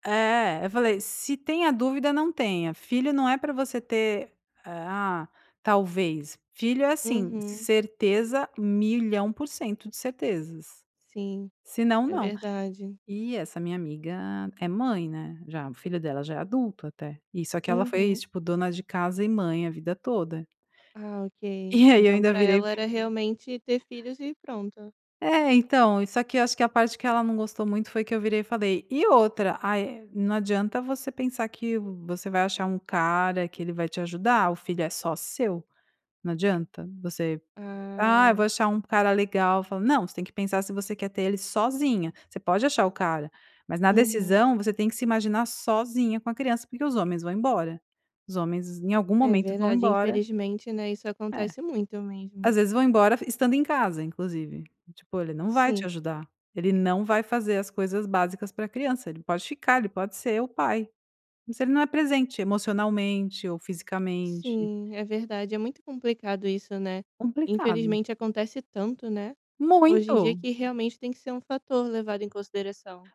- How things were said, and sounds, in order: none
- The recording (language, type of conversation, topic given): Portuguese, podcast, Como você costuma discordar sem esquentar a situação?